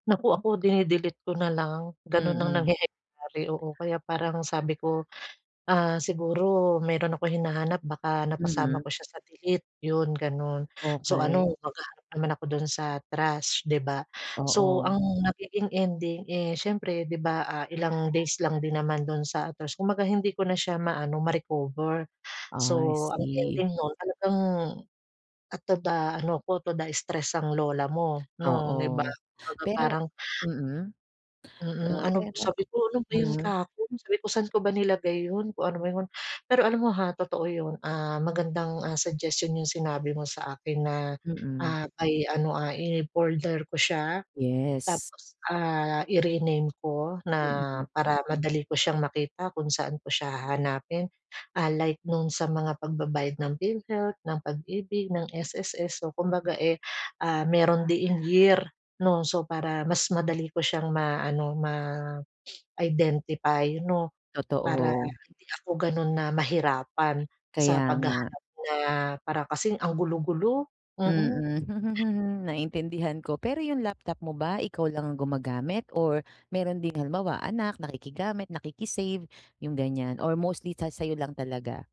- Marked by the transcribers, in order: other animal sound; sniff; chuckle
- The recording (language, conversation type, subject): Filipino, advice, Paano ko mas maiaayos ang inbox at mga kalat-kalat na file ko?